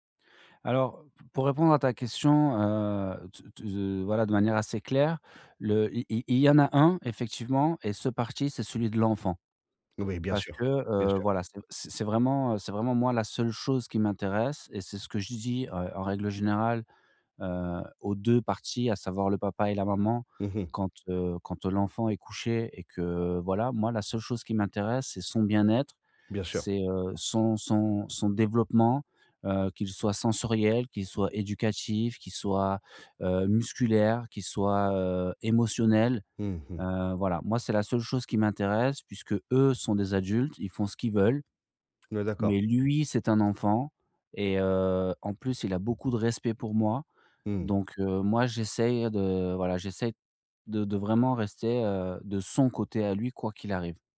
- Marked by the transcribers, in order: stressed: "son"
- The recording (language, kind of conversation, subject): French, advice, Comment régler calmement nos désaccords sur l’éducation de nos enfants ?